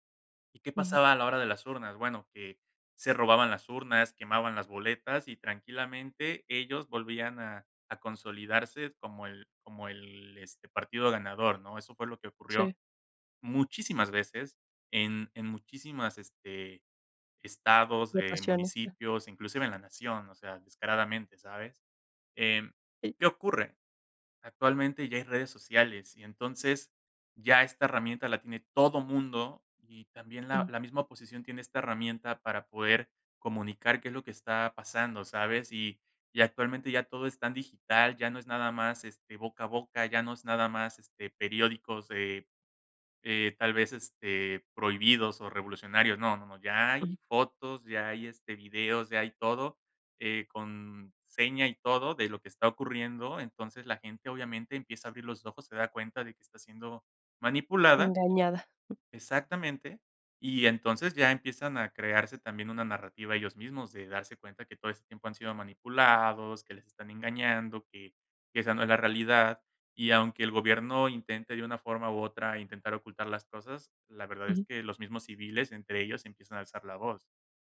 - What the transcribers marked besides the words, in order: other background noise
- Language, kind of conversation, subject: Spanish, podcast, ¿Qué papel tienen los medios en la creación de héroes y villanos?